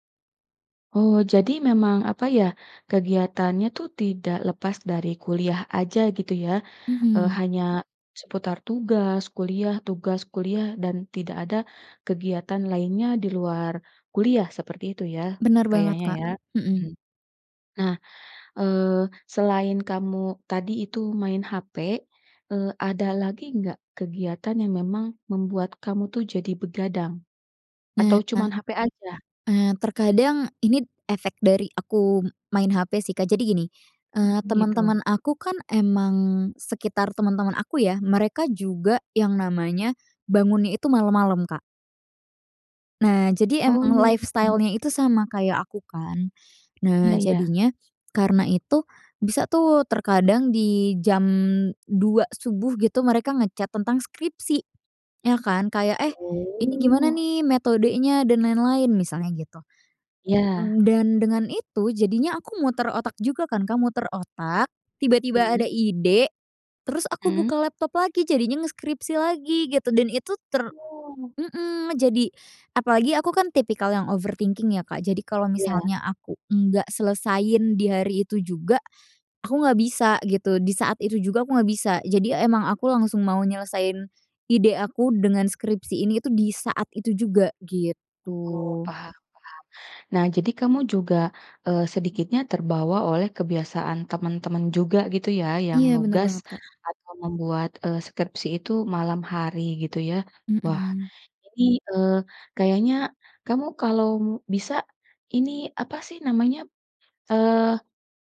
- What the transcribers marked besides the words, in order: in English: "lifestyle-nya"; in English: "nge-chat"; in English: "overthinking"
- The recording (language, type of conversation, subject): Indonesian, advice, Apakah tidur siang yang terlalu lama membuat Anda sulit tidur pada malam hari?